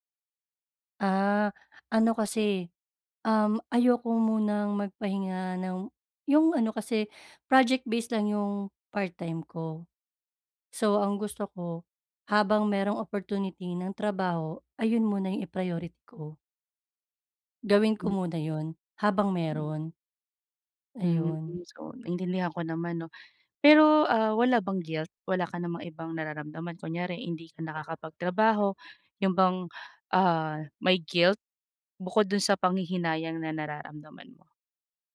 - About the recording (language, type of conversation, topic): Filipino, advice, Paano ko mababalanse ang trabaho at oras ng pahinga?
- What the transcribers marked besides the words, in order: in English: "project-based"; in English: "opportunity"